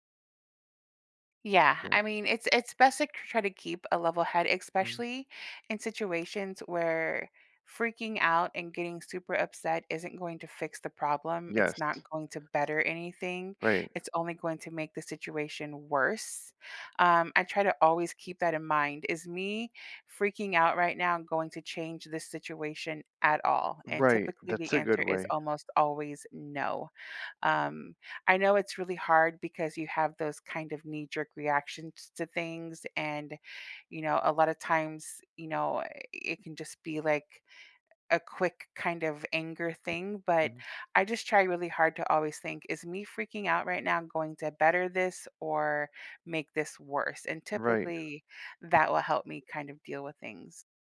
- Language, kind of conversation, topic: English, unstructured, How are small daily annoyances kept from ruining one's mood?
- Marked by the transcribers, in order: "especially" said as "expecially"; tapping; other background noise